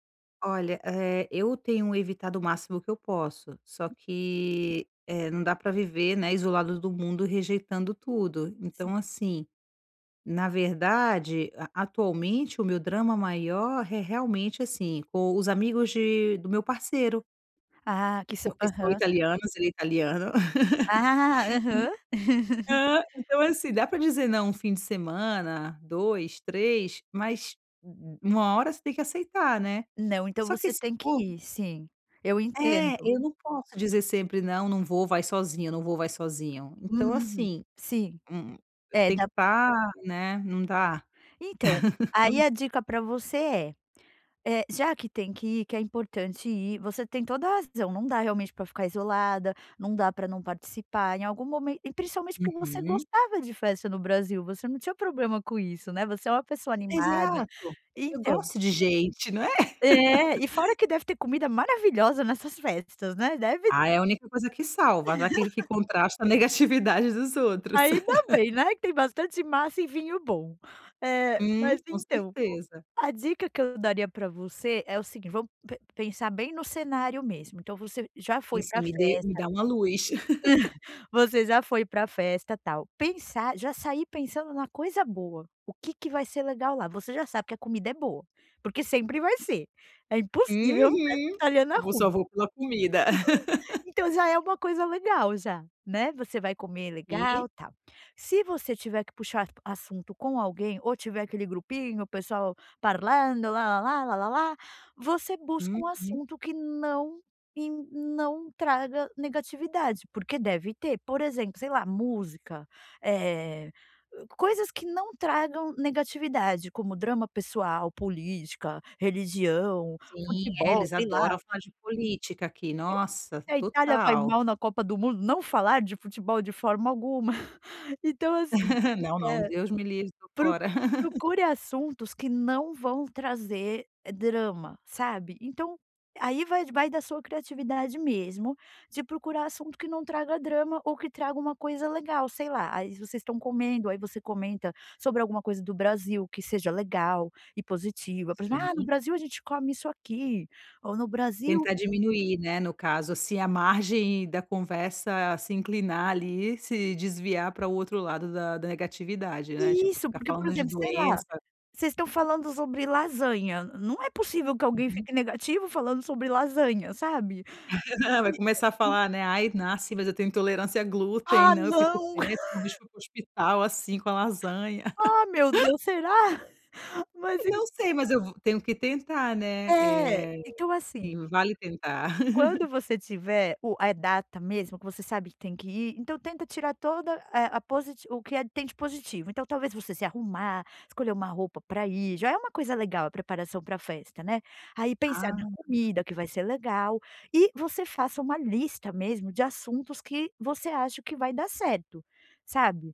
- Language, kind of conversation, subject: Portuguese, advice, Como posso melhorar minha habilidade de conversar e me enturmar em festas?
- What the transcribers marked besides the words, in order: tapping; laugh; laugh; laugh; laugh; laughing while speaking: "a negatividade dos outros"; laugh; laugh; laugh; in Italian: "parlando"; laugh; laugh; laugh; unintelligible speech; laugh; unintelligible speech; laugh; laugh